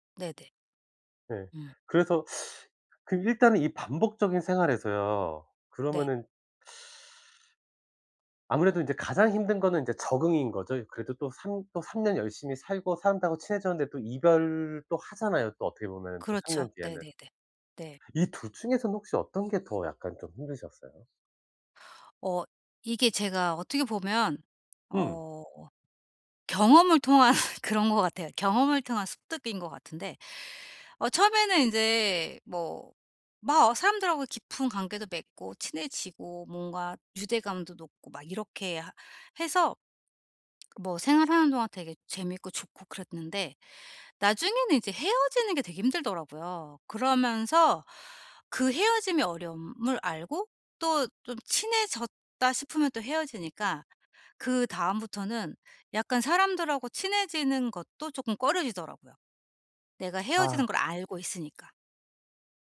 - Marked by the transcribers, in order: teeth sucking; other background noise; tapping; laughing while speaking: "통한"
- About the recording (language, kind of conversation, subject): Korean, advice, 새로운 나라에서 언어 장벽과 문화 차이에 어떻게 잘 적응할 수 있나요?